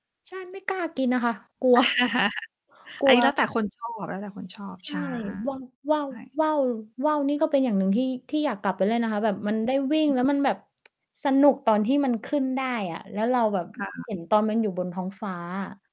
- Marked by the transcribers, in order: laugh; static; laughing while speaking: "กลัว"; distorted speech; mechanical hum; unintelligible speech; tsk
- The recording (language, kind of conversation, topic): Thai, unstructured, ช่วงเวลาใดที่ทำให้คุณคิดถึงวัยเด็กมากที่สุด?